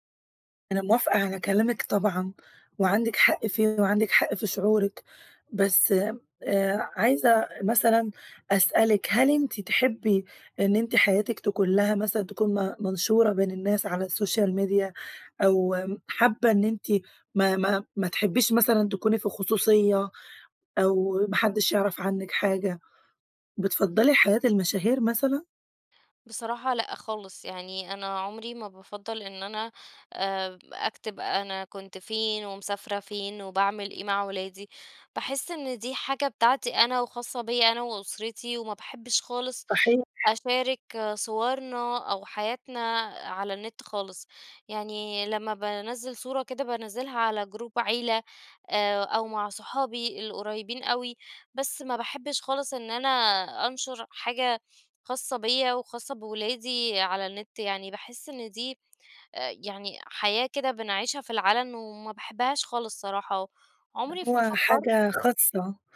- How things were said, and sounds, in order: in English: "السوشيال ميديا؟"; tapping
- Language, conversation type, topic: Arabic, advice, ازاي ضغط السوشيال ميديا بيخلّيني أقارن حياتي بحياة غيري وأتظاهر إني مبسوط؟